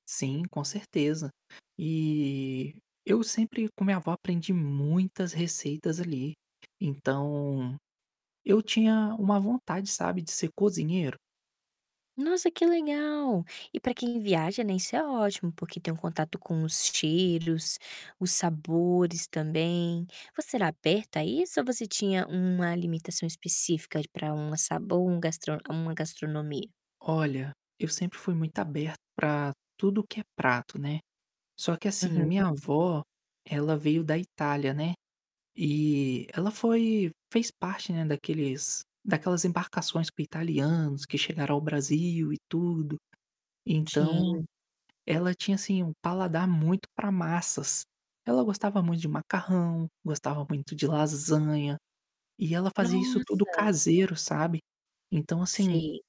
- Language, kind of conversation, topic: Portuguese, podcast, Que conversa com um desconhecido, durante uma viagem, te ensinou algo importante?
- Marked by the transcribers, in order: static; distorted speech; tapping; other background noise